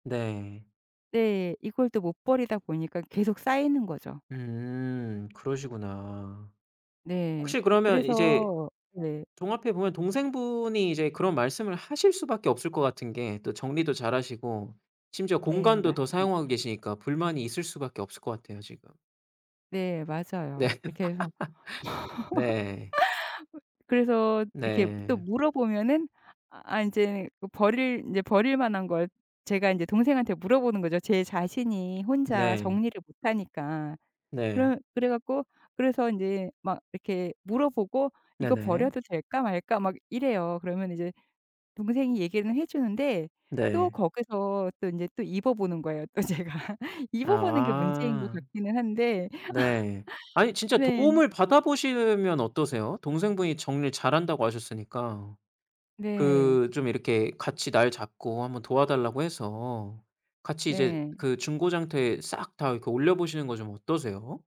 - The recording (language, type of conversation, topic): Korean, advice, 미니멀리즘으로 생활 방식을 바꾸고 싶은데 어디서부터 시작하면 좋을까요?
- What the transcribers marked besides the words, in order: laughing while speaking: "네"; laugh; other background noise; laughing while speaking: "또 제가"; laugh